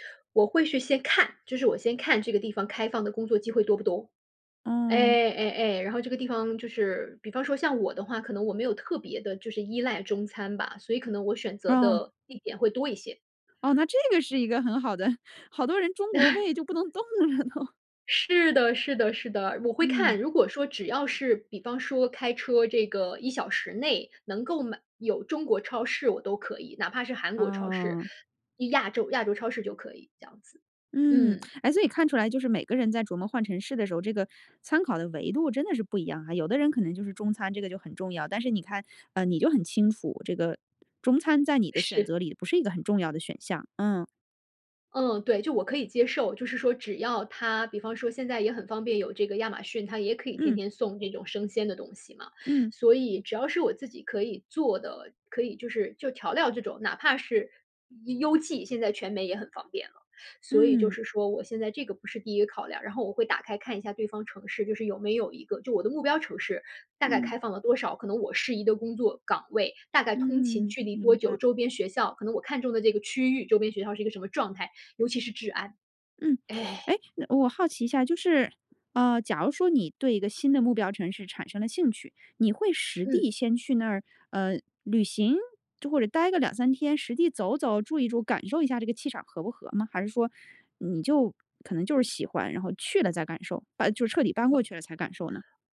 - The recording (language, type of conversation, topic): Chinese, podcast, 你是如何决定要不要换个城市生活的？
- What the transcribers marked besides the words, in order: laughing while speaking: "的"; chuckle; laughing while speaking: "了呢"; "邮- 邮" said as "优 优"; teeth sucking; other noise